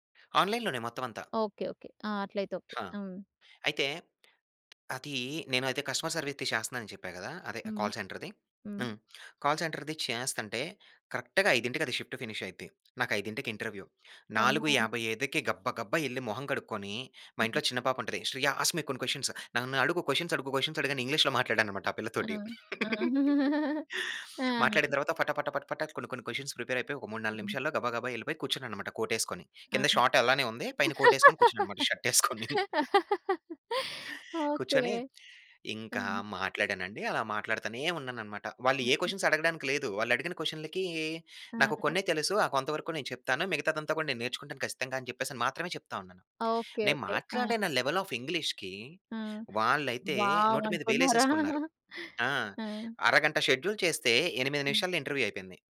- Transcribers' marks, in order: in English: "ఆన్‌లైన్‌లోనే"; tapping; in English: "కస్టమర్ సర్విస్‌ది"; in English: "కాల్ సెంటర్‌ది"; in English: "కాల్ సెంటర్‌ది"; in English: "కరెక్ట్‌గా"; in English: "షిఫ్ట్ ఫినిష్"; in English: "ఇంటర్వ్యూ"; in English: "ఆస్క్ మీ"; in English: "క్వశ్చన్స్"; in English: "క్వశ్చన్స్"; in English: "క్వశ్చన్స్"; chuckle; giggle; in English: "క్వశ్చన్స్‌కి ప్రిపేర్"; in English: "షార్ట్"; laugh; chuckle; in English: "షర్ట్"; in English: "క్వశ్చన్స్"; in English: "లెవెల్ ఆఫ్ ఇంగ్లీష్‌కి"; in English: "వావ్!"; in English: "షెడ్యూల్"; giggle; in English: "ఇంటర్వ్యూ"
- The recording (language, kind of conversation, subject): Telugu, podcast, నీవు అనుకున్న దారిని వదిలి కొత్త దారిని ఎప్పుడు ఎంచుకున్నావు?